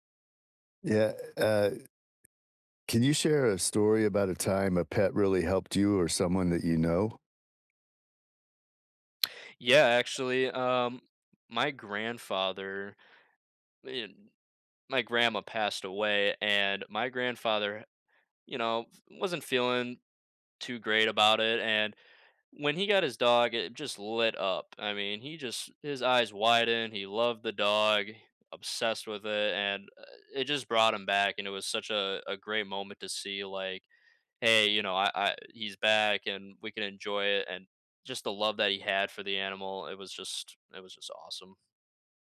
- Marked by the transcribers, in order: tapping; other background noise
- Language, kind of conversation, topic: English, unstructured, What makes pets such good companions?
- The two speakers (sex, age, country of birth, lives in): male, 20-24, United States, United States; male, 60-64, United States, United States